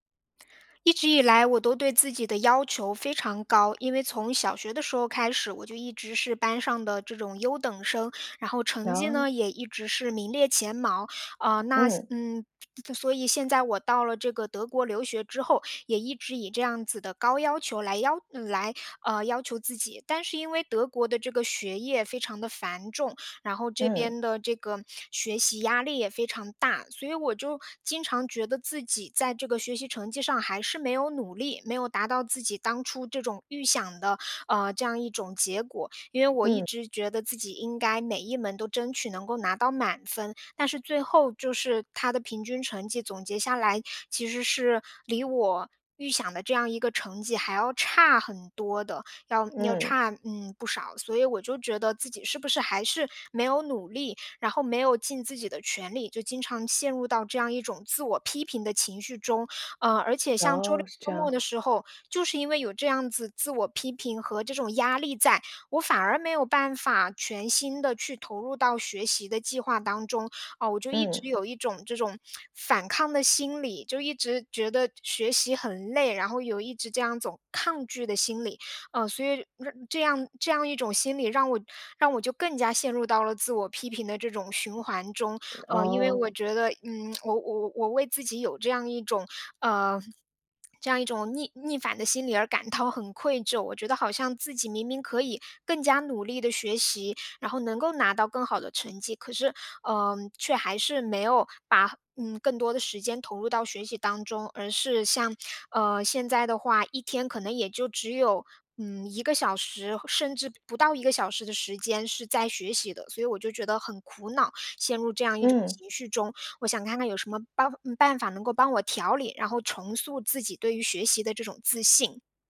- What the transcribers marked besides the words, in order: other background noise; swallow
- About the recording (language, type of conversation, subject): Chinese, advice, 如何面对对自己要求过高、被自我批评压得喘不过气的感觉？